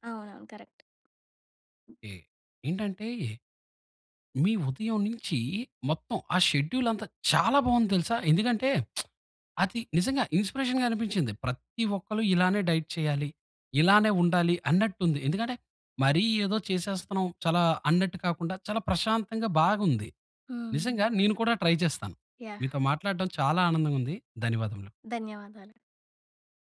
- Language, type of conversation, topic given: Telugu, podcast, మీ ఉదయం ఎలా ప్రారంభిస్తారు?
- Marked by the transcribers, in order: in English: "కరెక్ట్"; other background noise; in English: "షెడ్యూల్"; lip smack; in English: "ఇన్‌స్పిరేషన్‌గా"; in English: "డైట్"; in English: "ట్రై"